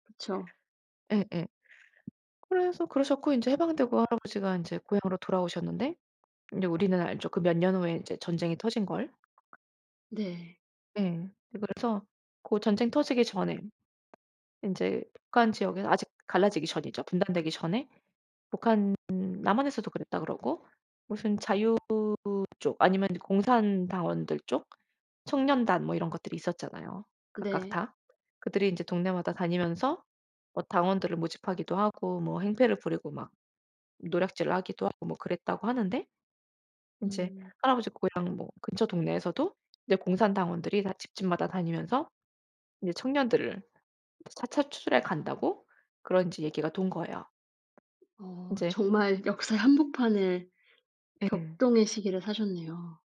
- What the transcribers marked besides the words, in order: other background noise
- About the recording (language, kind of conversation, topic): Korean, podcast, 가족 사진이나 유산품 중 의미 있는 것이 있나요?